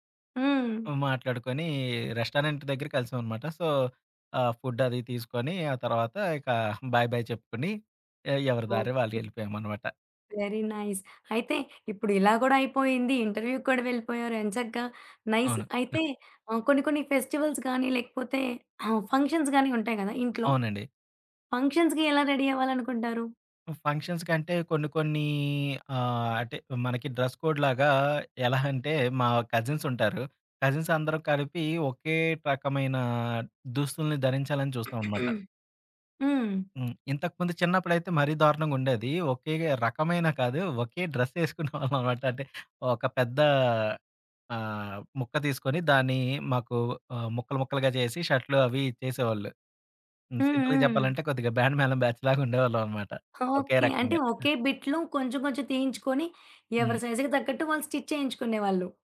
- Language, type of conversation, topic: Telugu, podcast, మొదటి చూపులో మీరు ఎలా కనిపించాలనుకుంటారు?
- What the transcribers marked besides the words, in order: in English: "రెస్టారెంట్"; in English: "సో"; in English: "బై, బై"; in English: "వెరీ నైస్"; in English: "ఇంటర్వ్యూకి"; in English: "నైస్"; in English: "ఫెస్టివల్స్"; in English: "ఫంక్షన్స్"; in English: "ఫంక్షన్స్‌కి"; in English: "రెడీ"; in English: "ఫంక్షన్స్‌కంటే"; in English: "డ్రెస్ కోడ్‌లాగా"; throat clearing; tapping; giggle; in English: "సింపుల్‌గా"; in English: "బ్యాచ్‌లాగా"; in English: "బిట్‌లో"; other background noise; in English: "సై‌జ్‌కి"; in English: "స్టిచ్"